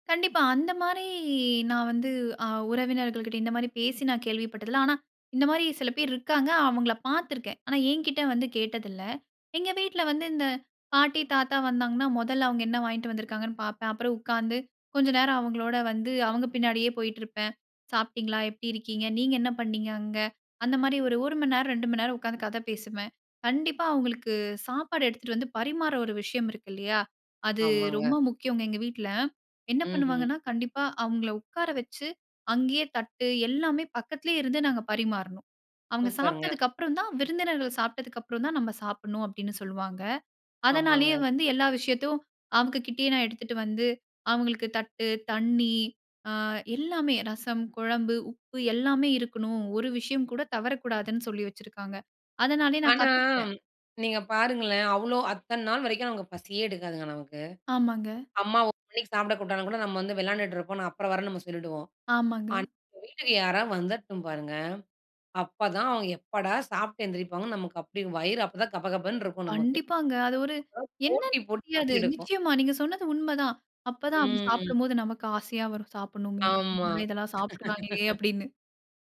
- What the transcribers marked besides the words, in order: drawn out: "மாரி"; other background noise; laugh
- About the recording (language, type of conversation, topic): Tamil, podcast, மாமா, பாட்டி போன்ற பெரியவர்கள் வீட்டுக்கு வரும்போது எப்படிப் மரியாதை காட்ட வேண்டும்?